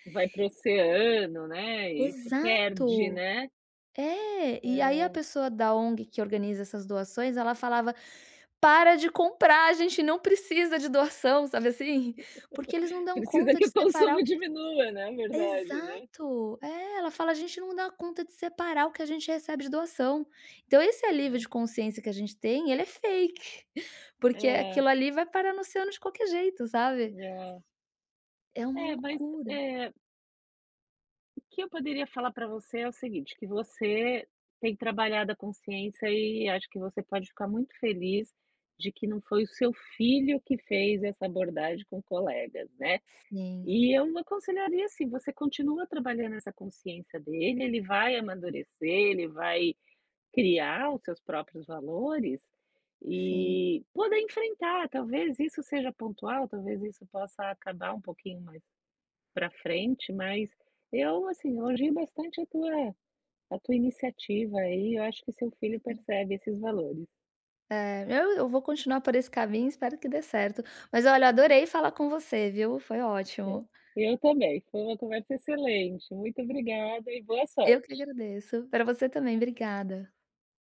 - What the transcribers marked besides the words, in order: laugh; tapping; in English: "fake"; giggle; other background noise
- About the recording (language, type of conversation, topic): Portuguese, advice, Como posso reconciliar o que compro com os meus valores?